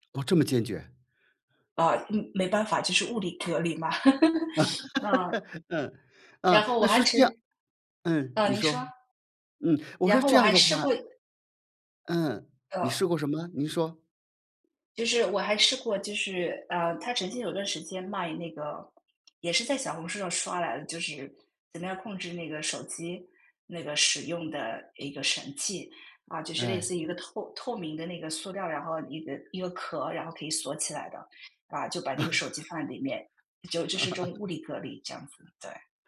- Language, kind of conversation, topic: Chinese, podcast, 你会如何控制刷短视频的时间？
- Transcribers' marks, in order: surprised: "哦，这么坚决"; laughing while speaking: "隔离嘛"; laugh; other background noise; laugh